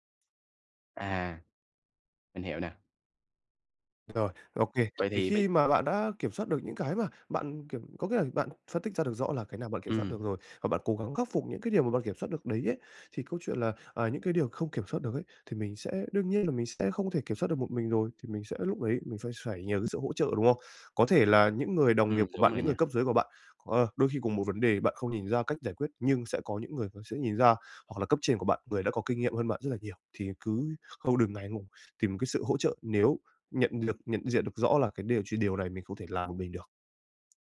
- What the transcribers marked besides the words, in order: other background noise; "phải" said as "soải"; "chỉ" said as "chủy"; tapping
- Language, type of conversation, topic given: Vietnamese, advice, Làm sao để chấp nhận thất bại và học hỏi từ nó?